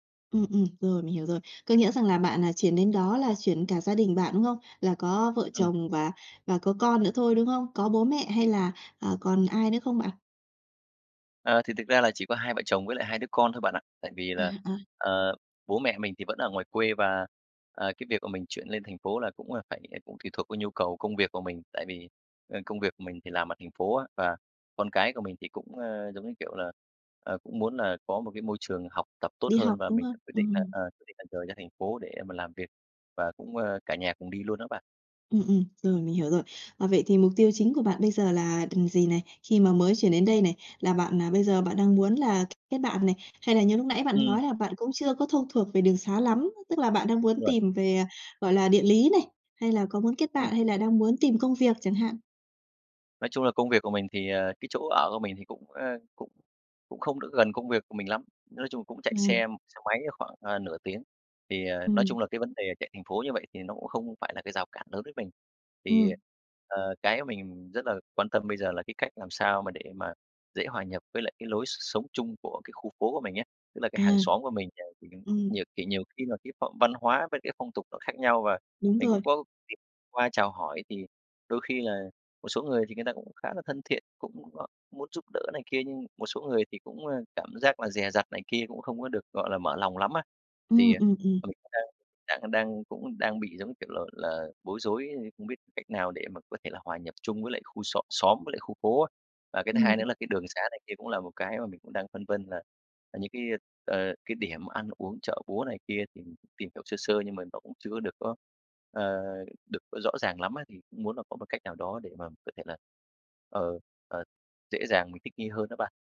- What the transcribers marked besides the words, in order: tapping; "ừm" said as "đừn"; other background noise; unintelligible speech
- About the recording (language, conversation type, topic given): Vietnamese, advice, Làm sao để thích nghi khi chuyển đến một thành phố khác mà chưa quen ai và chưa quen môi trường xung quanh?